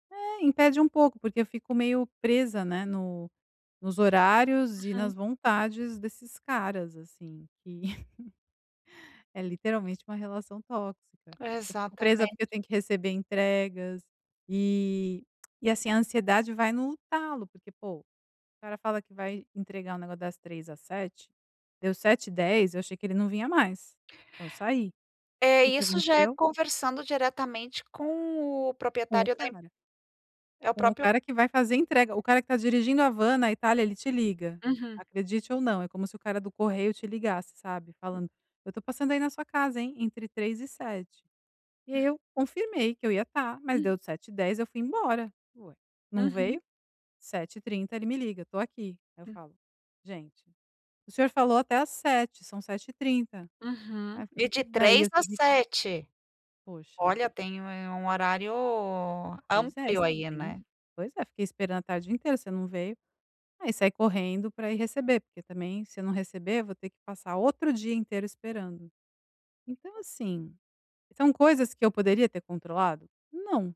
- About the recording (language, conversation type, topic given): Portuguese, advice, Como posso aceitar coisas fora do meu controle sem me sentir ansioso ou culpado?
- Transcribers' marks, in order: chuckle; tapping; "amplo" said as "amplio"; other background noise